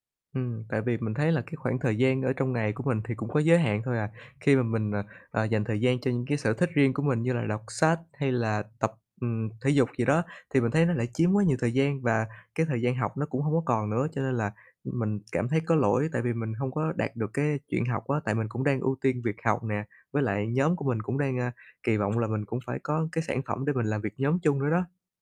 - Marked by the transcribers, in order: other background noise; tapping
- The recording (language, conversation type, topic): Vietnamese, advice, Vì sao bạn cảm thấy tội lỗi khi dành thời gian cho bản thân?